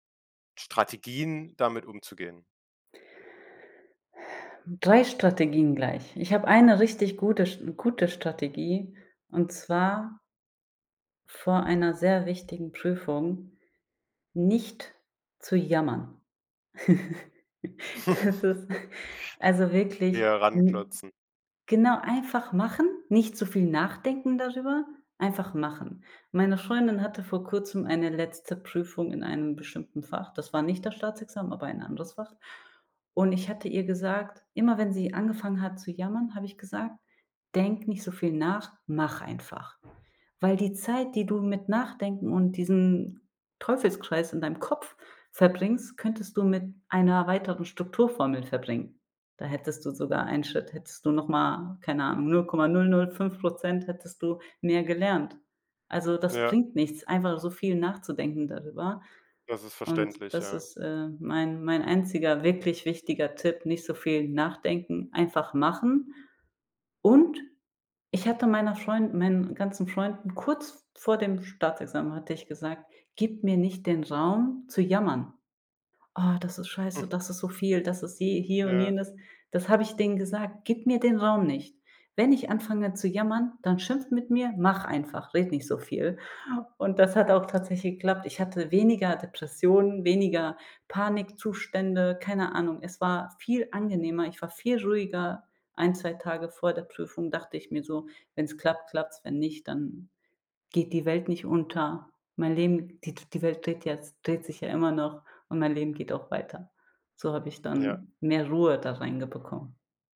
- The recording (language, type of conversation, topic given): German, podcast, Wie gehst du persönlich mit Prüfungsangst um?
- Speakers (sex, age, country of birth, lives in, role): female, 30-34, Germany, Germany, guest; male, 18-19, Germany, Germany, host
- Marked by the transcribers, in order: stressed: "Strategien"; chuckle; laughing while speaking: "Das ist"; other background noise; chuckle